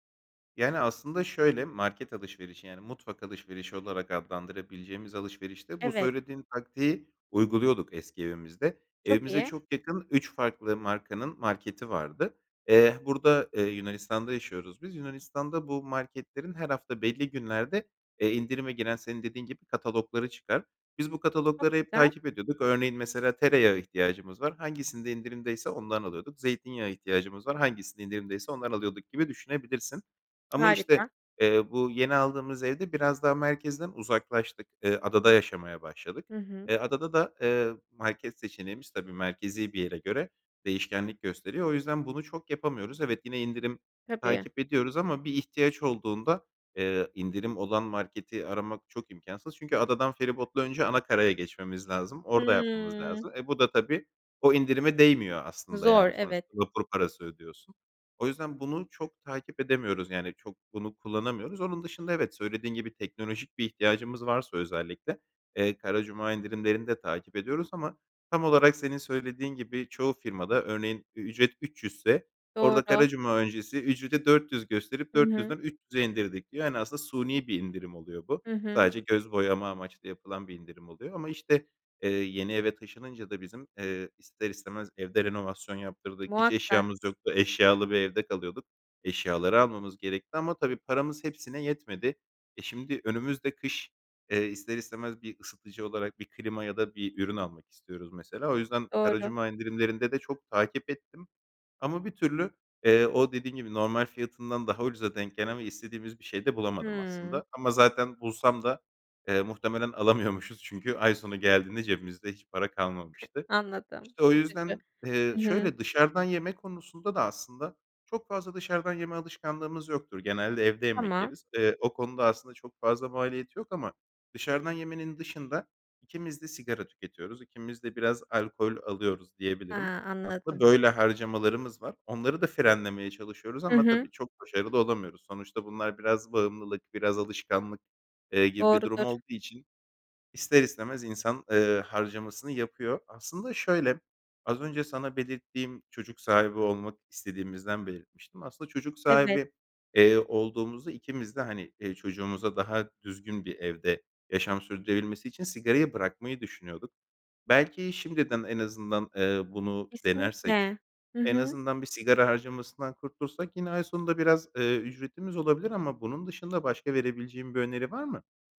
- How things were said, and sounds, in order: other background noise; laughing while speaking: "alamıyormuşuz"; giggle
- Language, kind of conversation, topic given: Turkish, advice, Düzenli tasarruf alışkanlığını nasıl edinebilirim?